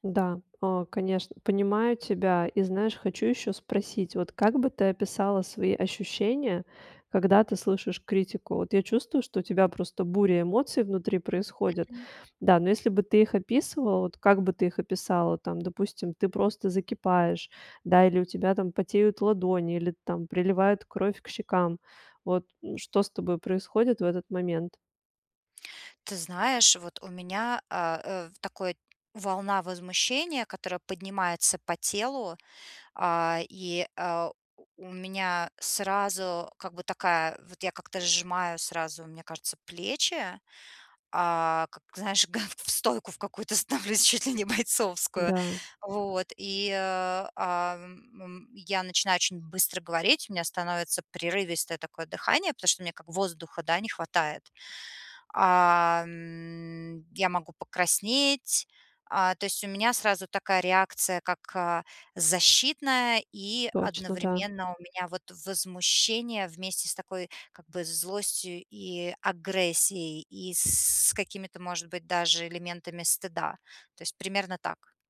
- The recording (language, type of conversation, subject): Russian, advice, Как мне оставаться уверенным, когда люди критикуют мою работу или решения?
- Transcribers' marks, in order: laughing while speaking: "стойку в какую-то становлюсь чуть ли не бойцовскую!"